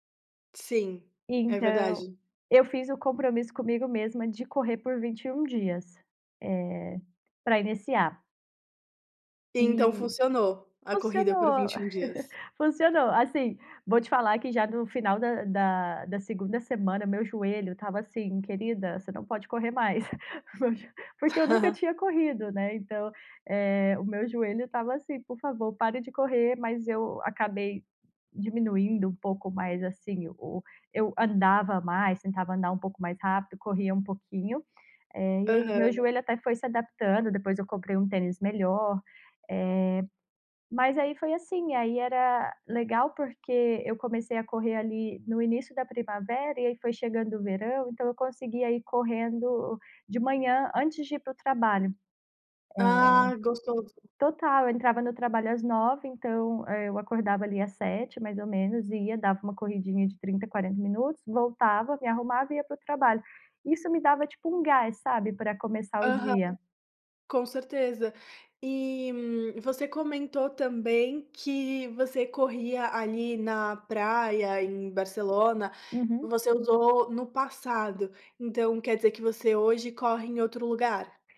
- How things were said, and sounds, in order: chuckle; other background noise; chuckle; chuckle
- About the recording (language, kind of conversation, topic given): Portuguese, podcast, Que atividade ao ar livre te recarrega mais rápido?